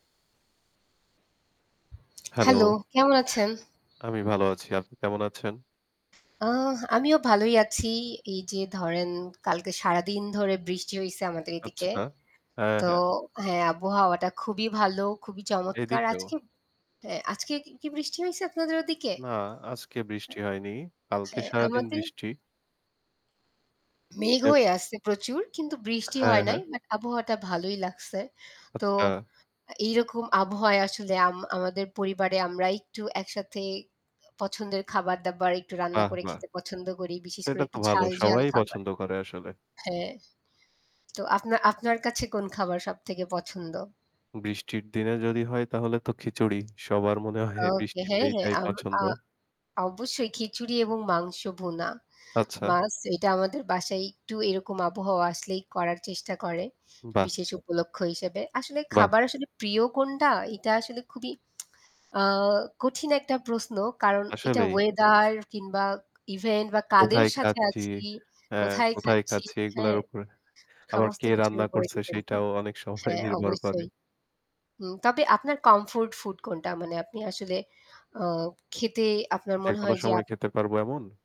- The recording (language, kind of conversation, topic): Bengali, unstructured, আপনার প্রিয় খাবার কোনটি, এবং কেন?
- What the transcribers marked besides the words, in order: static; other background noise; distorted speech; laughing while speaking: "অনেক সময় নির্ভর করে"